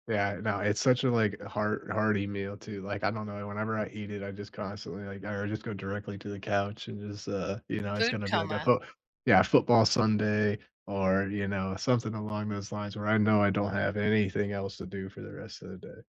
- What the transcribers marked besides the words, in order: tapping
- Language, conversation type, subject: English, unstructured, What meal brings back strong memories for you?